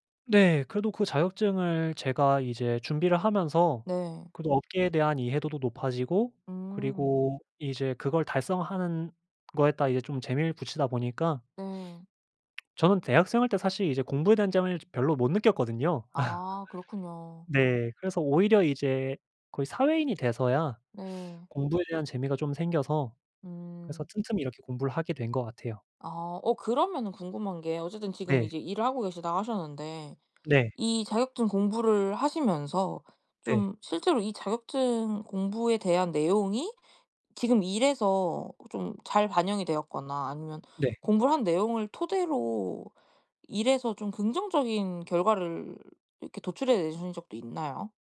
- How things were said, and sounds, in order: other background noise; tapping; laugh
- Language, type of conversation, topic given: Korean, podcast, 공부 동기를 어떻게 찾으셨나요?